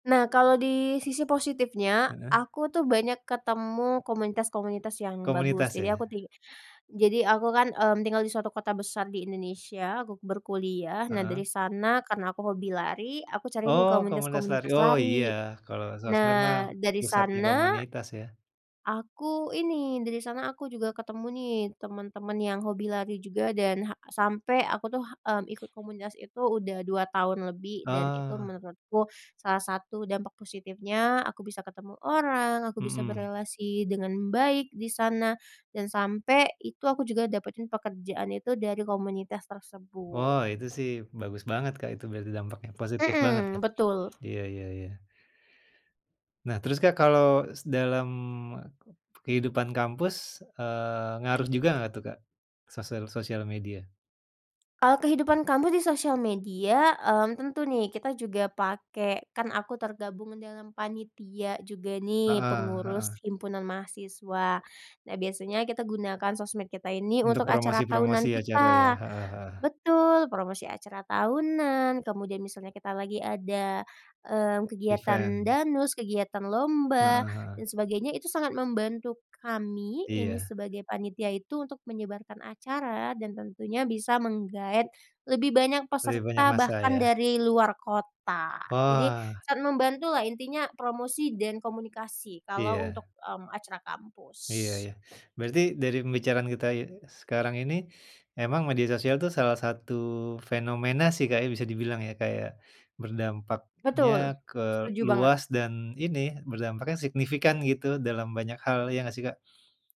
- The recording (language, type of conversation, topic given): Indonesian, podcast, Menurutmu, media sosial lebih banyak memberi manfaat atau justru membawa kerugian?
- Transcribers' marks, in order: tapping; other background noise; in English: "Event"